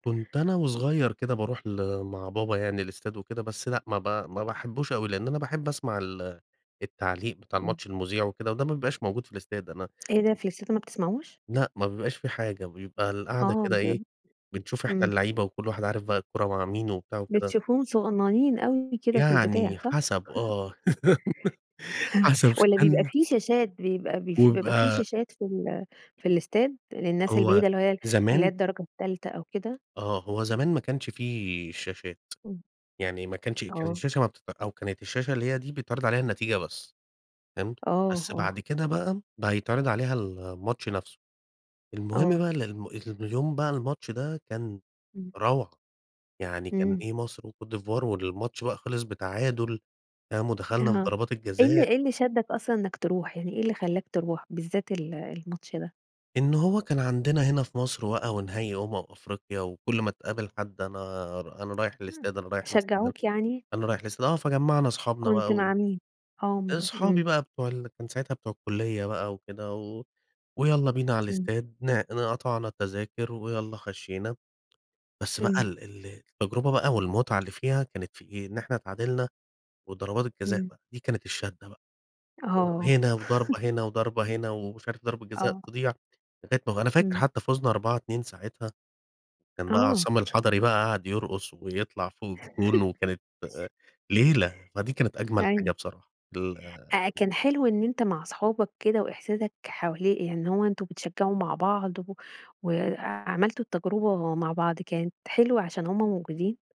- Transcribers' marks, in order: tapping; other background noise; chuckle; laugh; chuckle; unintelligible speech; "بقى" said as "وقى"; other noise; laugh; laugh
- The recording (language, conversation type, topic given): Arabic, podcast, ايه أحلى تجربة مشاهدة أثرت فيك ولسه فاكرها؟